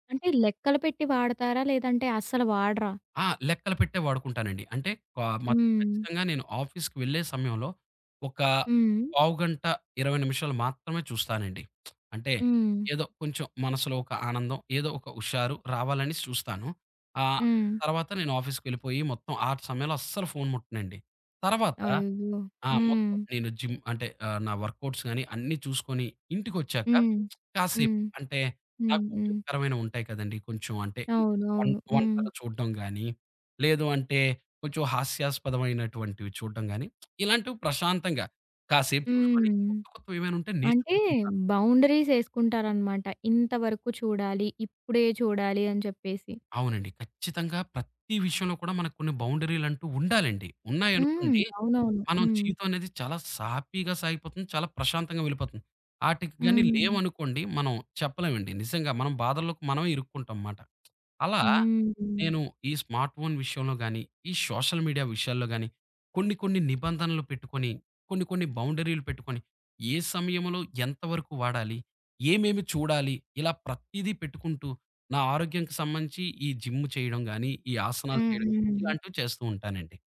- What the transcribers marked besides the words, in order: in English: "ఆఫీస్‌కి"; lip smack; other background noise; in English: "జిమ్"; in English: "వర్క్‌అవుట్స్"; in English: "బౌండరీస్"; in English: "స్మార్ట్ ఫోన్"; in English: "సోషల్ మీడియా"; in English: "జిమ్"
- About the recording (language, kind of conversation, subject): Telugu, podcast, స్మార్ట్‌ఫోన్‌లో మరియు సోషల్ మీడియాలో గడిపే సమయాన్ని నియంత్రించడానికి మీకు సరళమైన మార్గం ఏది?